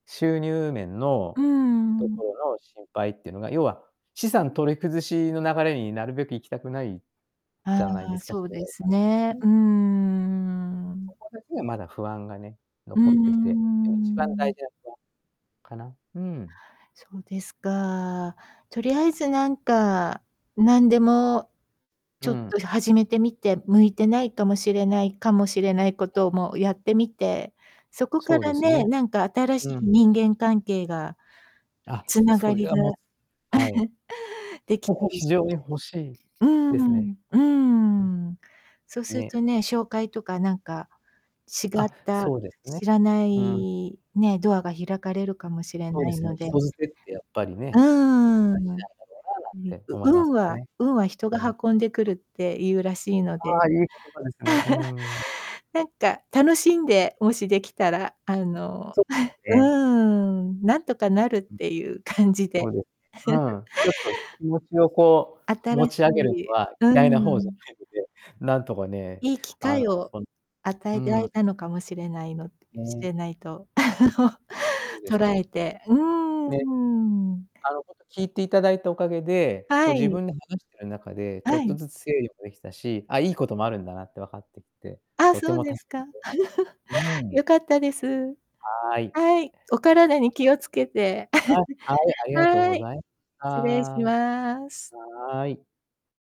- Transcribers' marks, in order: distorted speech; other background noise; tapping; laugh; chuckle; chuckle; laughing while speaking: "なんとかなるっていう感じで"; chuckle; chuckle; laughing while speaking: "ほ"; unintelligible speech; unintelligible speech; chuckle; chuckle
- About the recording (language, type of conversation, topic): Japanese, advice, 定年や退職で毎日のリズムや生きがいを失ったと感じるのはなぜですか？